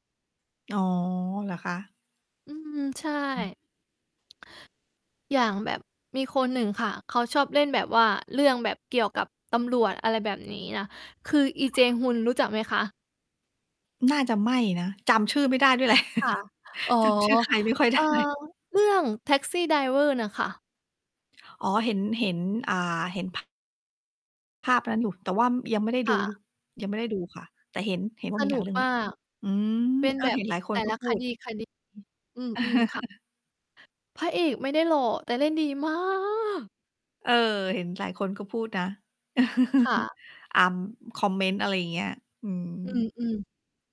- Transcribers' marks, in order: distorted speech; static; laughing while speaking: "แหละ จำชื่อใครไม่ค่อยได้"; chuckle; laugh; drawn out: "มาก"; laugh
- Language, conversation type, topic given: Thai, unstructured, หนังเรื่องไหนที่คุณดูแล้วจำได้จนถึงตอนนี้?